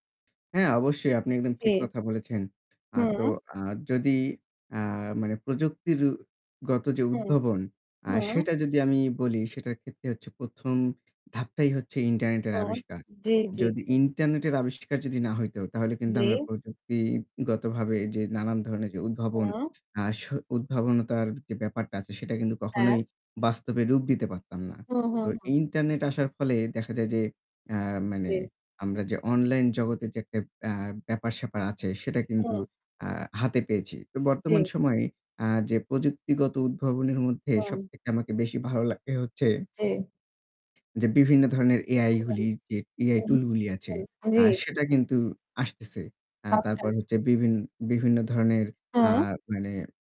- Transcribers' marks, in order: static; unintelligible speech
- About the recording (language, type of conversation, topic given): Bengali, unstructured, আপনার সবচেয়ে পছন্দের প্রযুক্তিগত উদ্ভাবন কোনটি?